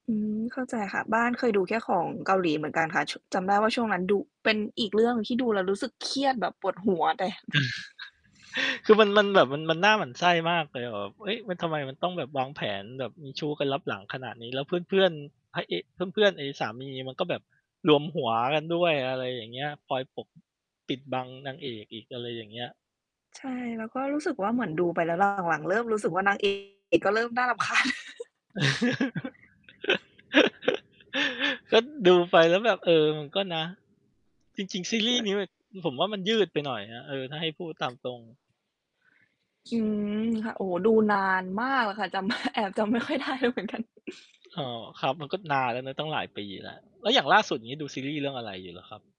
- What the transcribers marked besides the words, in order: laugh; mechanical hum; other background noise; distorted speech; laugh; laughing while speaking: "รำคาญ"; laugh; tapping; static; laughing while speaking: "จำ แอบจำไม่ค่อยได้เลยเหมือนกัน"
- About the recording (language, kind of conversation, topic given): Thai, unstructured, ระหว่างการฟังเพลงกับการดูซีรีส์ คุณเลือกทำอะไรเพื่อผ่อนคลายมากกว่ากัน?